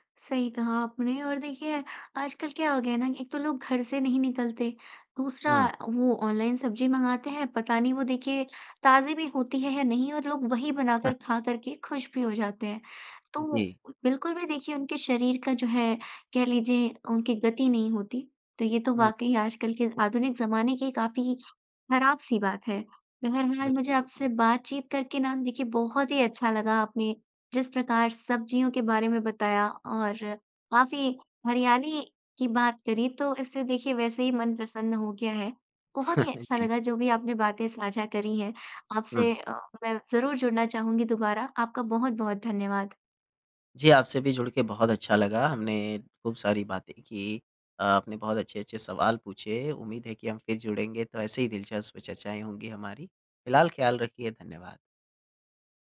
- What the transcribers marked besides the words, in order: chuckle; chuckle
- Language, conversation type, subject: Hindi, podcast, क्या आपने कभी किसान से सीधे सब्ज़ियाँ खरीदी हैं, और आपका अनुभव कैसा रहा?